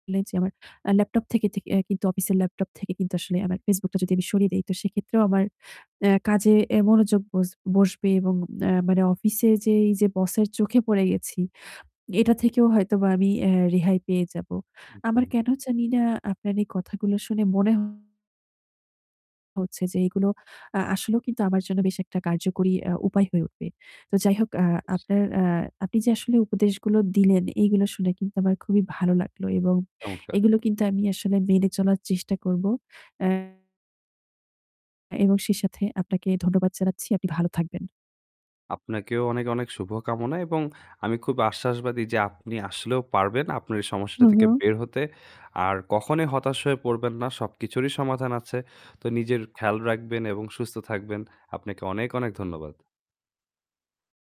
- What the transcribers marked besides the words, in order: distorted speech; other background noise
- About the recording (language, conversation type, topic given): Bengali, advice, বহু ডিভাইস থেকে আসা নোটিফিকেশনগুলো কীভাবে আপনাকে বিভ্রান্ত করে আপনার কাজ আটকে দিচ্ছে?